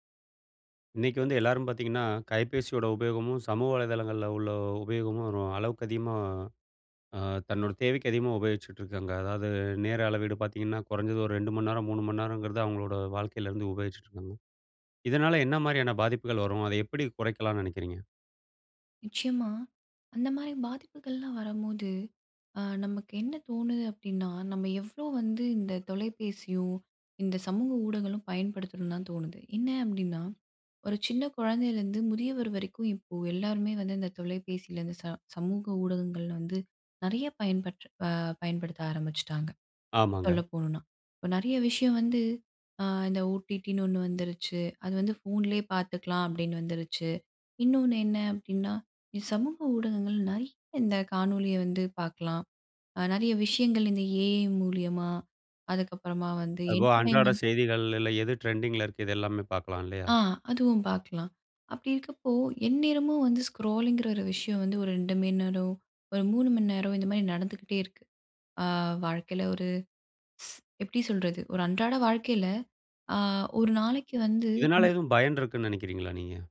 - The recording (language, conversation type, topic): Tamil, podcast, தொலைபேசி மற்றும் சமூக ஊடக பயன்பாட்டைக் கட்டுப்படுத்த நீங்கள் என்னென்ன வழிகள் பின்பற்றுகிறீர்கள்?
- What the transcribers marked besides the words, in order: in English: "என்டர்டெயின்மெண்ட்"; in English: "ஸ்க்ரோலிங்கிற"